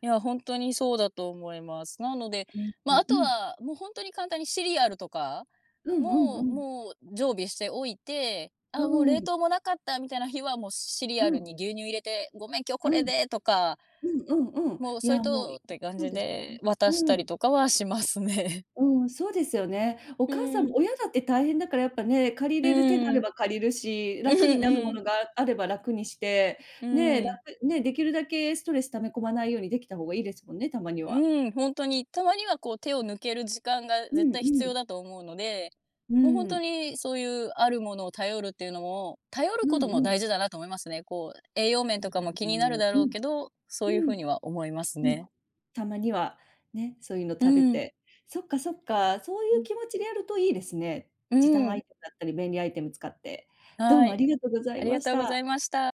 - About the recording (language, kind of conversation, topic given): Japanese, podcast, 忙しい朝をどうやって乗り切っていますか？
- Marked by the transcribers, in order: none